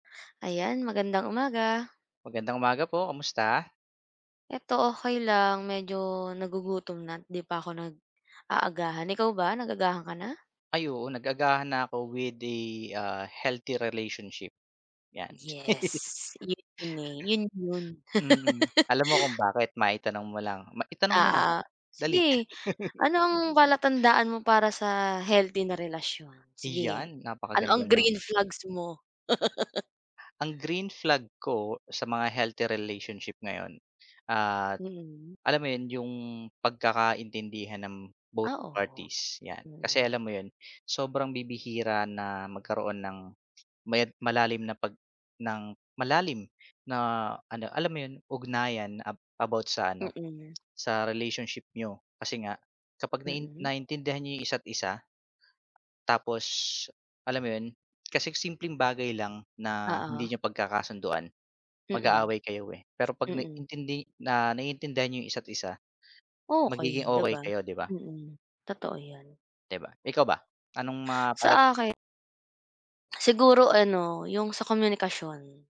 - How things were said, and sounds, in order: laugh; laugh; laugh; laugh
- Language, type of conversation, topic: Filipino, unstructured, Ano ang mga palatandaan ng malusog na relasyon?
- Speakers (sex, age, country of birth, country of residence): female, 25-29, Philippines, Philippines; male, 25-29, Philippines, Philippines